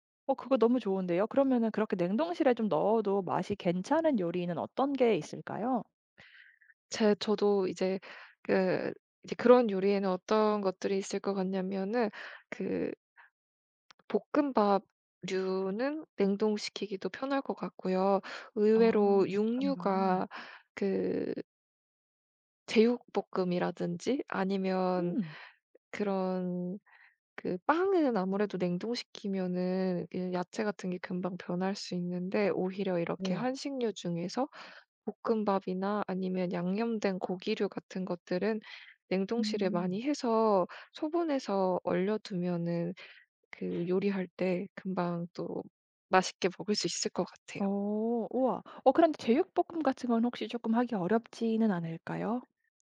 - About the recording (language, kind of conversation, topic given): Korean, advice, 새로운 식단(채식·저탄수 등)을 꾸준히 유지하기가 왜 이렇게 힘들까요?
- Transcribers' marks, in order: other background noise; tapping